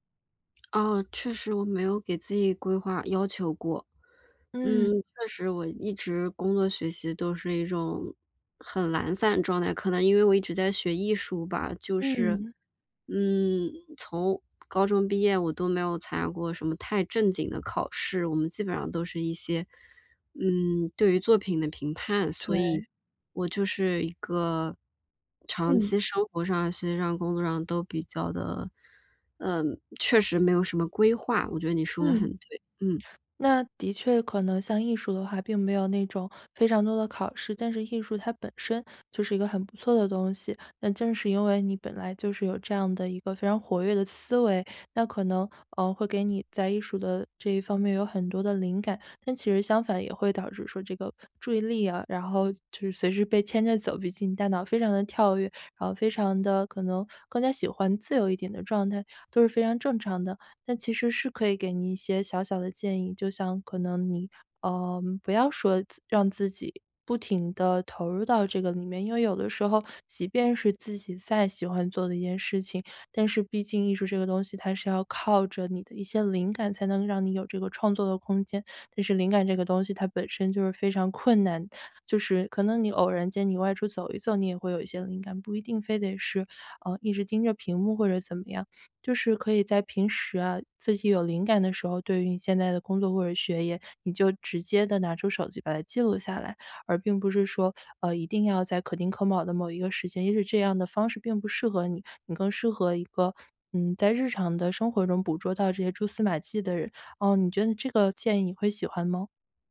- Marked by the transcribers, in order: none
- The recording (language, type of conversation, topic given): Chinese, advice, 我怎样才能减少分心，并在处理复杂工作时更果断？